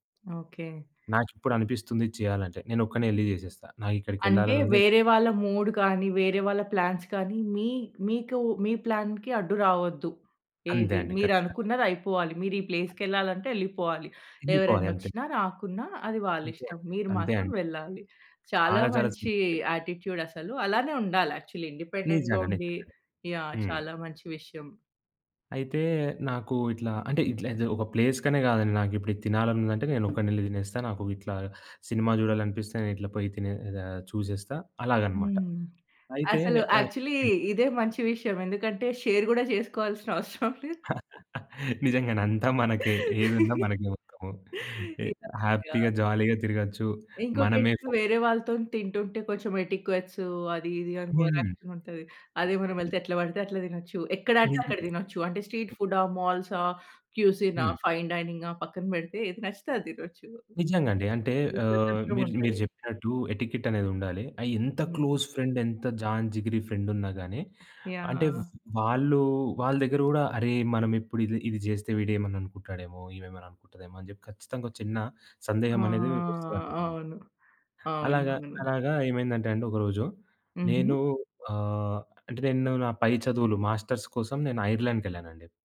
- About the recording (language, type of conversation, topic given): Telugu, podcast, మీరు ఒంటరిగా వెళ్లి చూసి మరచిపోలేని దృశ్యం గురించి చెప్పగలరా?
- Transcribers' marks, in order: other background noise; in English: "మూడ్"; in English: "ప్లాన్స్"; in English: "ప్లాన్‌కి"; in English: "ప్లేస్‌కెళ్ళాలి"; in English: "సింపుల్"; in English: "యాటిట్యూడ్"; in English: "యాక్చువల్లీ. ఇండిపెండెంట్‌గా"; in English: "యాహ్!"; in English: "ప్లేస్"; tapping; in English: "యాక్చువల్లీ"; in English: "షేర్"; laughing while speaking: "గూడా చేసుకోవాల్సిన అవసరం లేదు"; chuckle; chuckle; in English: "హ్యాపీగా జాలీగా"; in English: "ఎటిక్వెట్స్"; in English: "ఓవర్ యాక్షన్"; in English: "స్ట్రీట్"; in English: "ఫైన్"; in English: "ఎటికెట్"; in English: "క్లోజ్ ఫ్రెండ్"; in English: "జాన్ జిగిరి ఫ్రెండ్"; drawn out: "ఆ!"